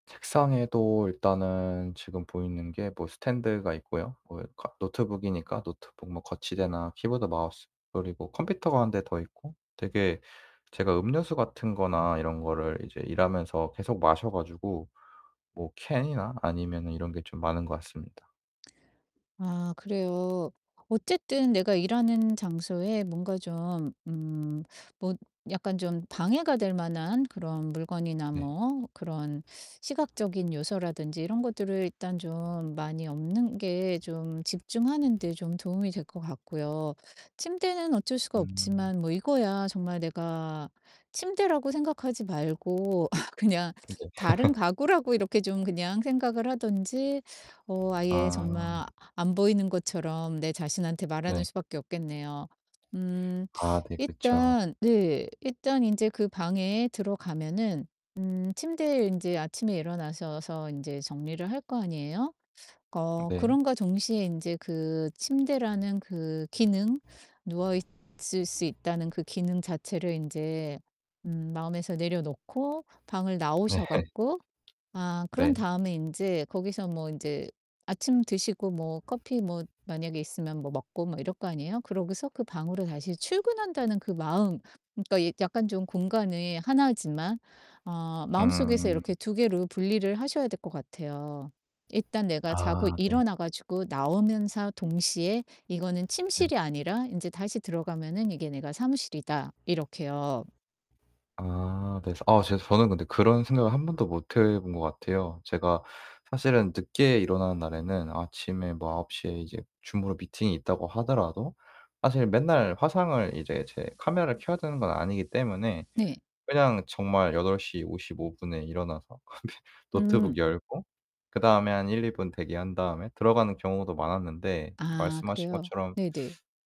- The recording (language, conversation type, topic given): Korean, advice, 업무와 개인 시간을 어떻게 균형 있게 나누고 스트레스를 줄일 수 있을까요?
- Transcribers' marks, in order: other background noise; distorted speech; mechanical hum; laugh; tapping; laugh; laughing while speaking: "네"; "나오면서" said as "나오면사"; static; laughing while speaking: "어 네"